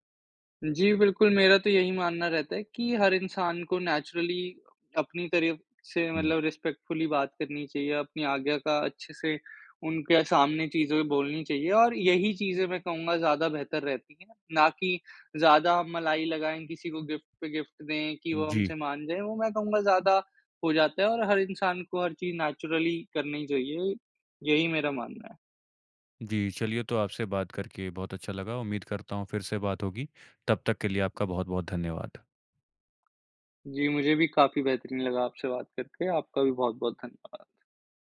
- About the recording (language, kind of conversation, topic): Hindi, podcast, टूटे हुए पुराने रिश्तों को फिर से जोड़ने का रास्ता क्या हो सकता है?
- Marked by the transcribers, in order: in English: "नेचुरली"; in English: "रिस्पेक्टफुली"; in English: "गिफ्ट"; in English: "गिफ्ट"; in English: "नेचुरली"